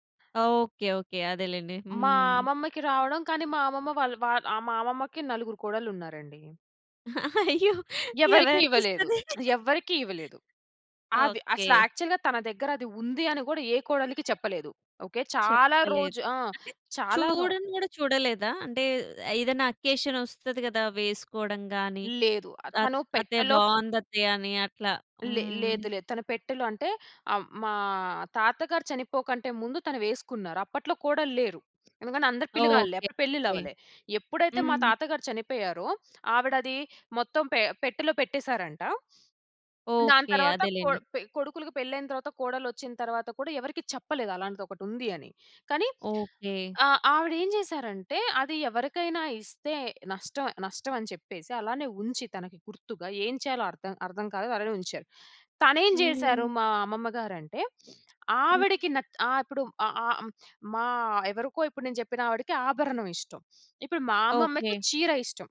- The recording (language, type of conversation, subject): Telugu, podcast, మీ దగ్గర ఉన్న ఏదైనా ఆభరణం గురించి దాని కథను చెప్పగలరా?
- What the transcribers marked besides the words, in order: laughing while speaking: "అయ్యో! ఎవరికిస్తది?"; lip smack; in English: "యాక్చువల్‌గా"; other background noise; in English: "అకేషన్"; sniff